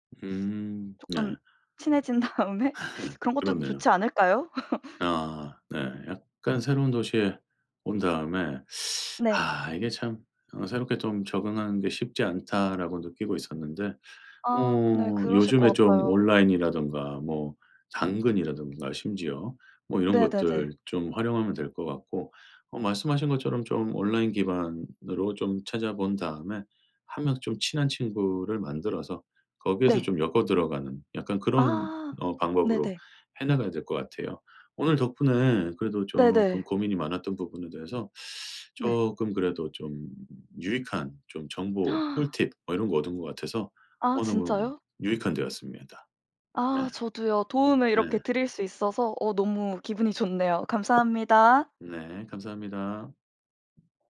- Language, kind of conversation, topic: Korean, advice, 새로운 도시로 이사한 뒤 친구를 사귀기 어려운데, 어떻게 하면 좋을까요?
- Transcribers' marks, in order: tapping; laughing while speaking: "다음에"; laugh; laugh; teeth sucking; teeth sucking; gasp; other background noise